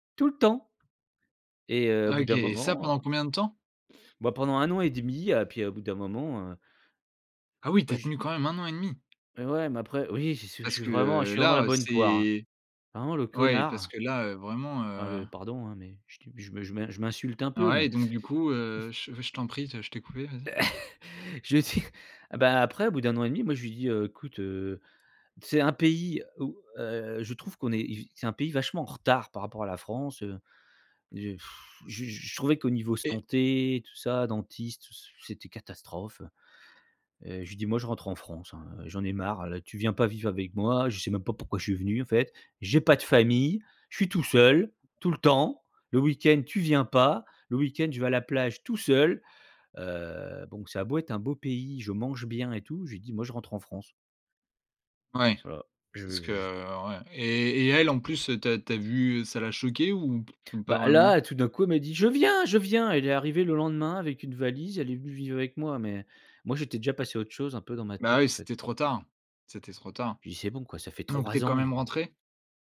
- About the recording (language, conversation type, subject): French, podcast, Qu’est-ce qui t’a poussé(e) à t’installer à l’étranger ?
- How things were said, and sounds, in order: tapping; chuckle; other background noise; chuckle; other noise; stressed: "retard"; blowing; lip trill; put-on voice: "Je viens ! Je viens !"